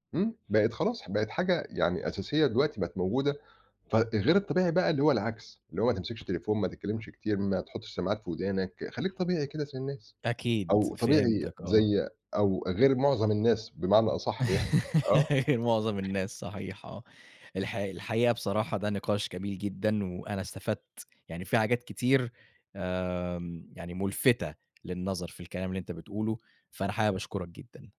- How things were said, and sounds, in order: laugh; laughing while speaking: "أصح يعني"; tapping
- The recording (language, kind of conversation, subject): Arabic, podcast, ليه بعض الناس بيحسّوا بالوحدة رغم إن في ناس حواليهم؟